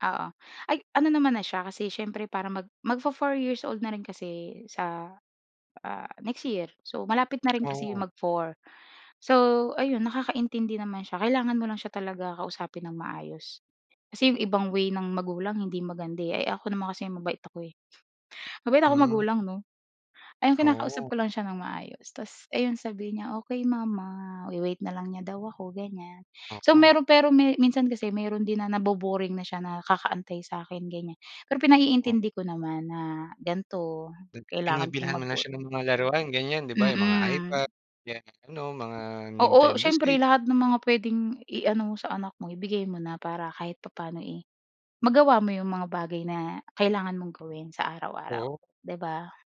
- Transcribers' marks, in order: tapping; other background noise; lip smack; dog barking; lip smack
- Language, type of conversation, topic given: Filipino, podcast, Ano ang ginagawa mo para alagaan ang sarili mo kapag sobrang abala ka?